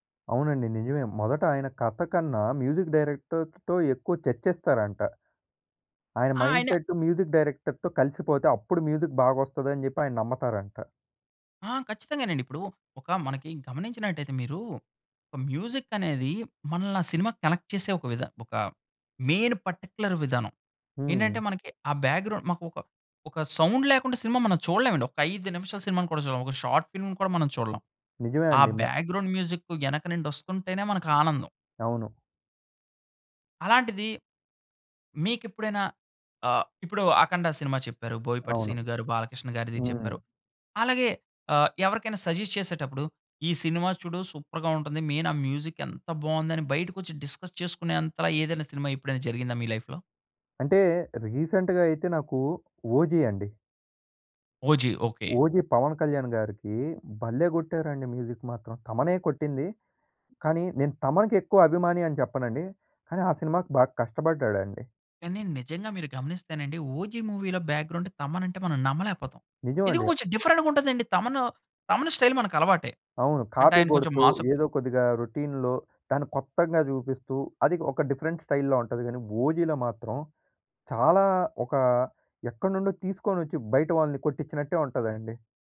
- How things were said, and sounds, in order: in English: "మ్యూజిక్"; in English: "మ్యూజిక్ డైరెక్టర్‌తో"; in English: "మ్యూజిక్"; in English: "కనెక్ట్"; in English: "మెయిన్ పర్టిక్యులర్"; in English: "బ్యాక్‌గ్రౌండ్"; in English: "సౌండ్"; in English: "షార్ట్ ఫిల్మ్‌ని"; in English: "బ్యాక్‌గ్రౌండ్"; in English: "సజెస్ట్"; in English: "సూపర్‌గా"; in English: "మ్యూజిక్"; in English: "డిస్కస్"; in English: "లైఫ్‌లో?"; in English: "రీసెంట్‍గా"; in English: "మ్యూజిక్"; in English: "మూవీలో బ్యాక్‌గ్రౌండ్"; whoop; in English: "డిఫరెంట్‌గా"; in English: "స్టైల్"; in English: "కాపీ"; in English: "మాస్"; in English: "రొటీన్‌లో"; in English: "డిఫరెంట్ స్టైల్‌లో"
- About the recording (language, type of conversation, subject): Telugu, podcast, ఒక సినిమాకు సంగీతం ఎంత ముఖ్యమని మీరు భావిస్తారు?